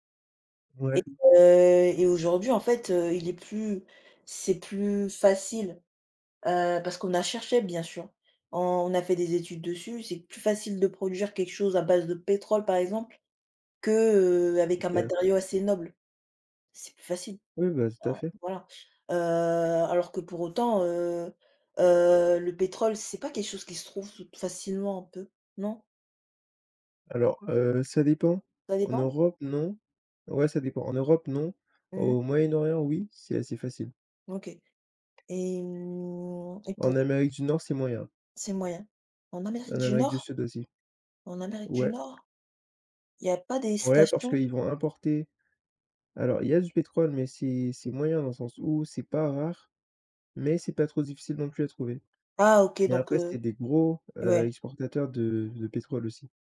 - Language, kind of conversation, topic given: French, unstructured, Pourquoi certaines entreprises refusent-elles de changer leurs pratiques polluantes ?
- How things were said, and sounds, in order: tapping; stressed: "facile"; drawn out: "mmh"